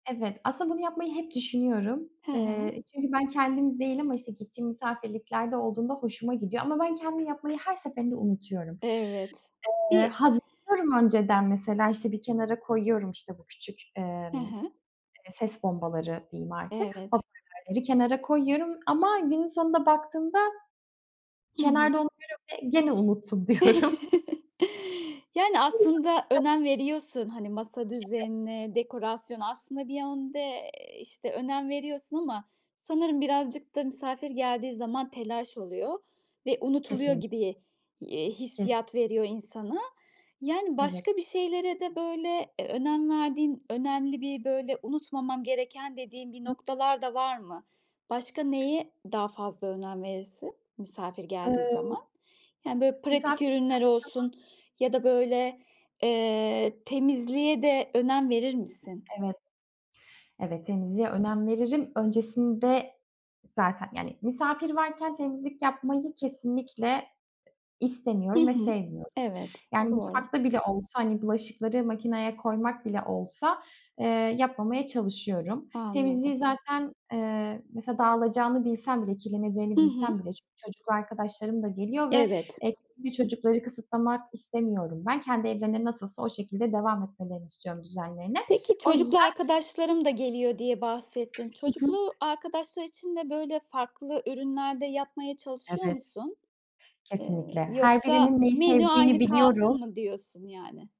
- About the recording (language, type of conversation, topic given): Turkish, podcast, Misafir ağırlamayı nasıl planlarsın?
- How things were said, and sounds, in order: tapping; other background noise; chuckle; unintelligible speech; unintelligible speech; other noise; unintelligible speech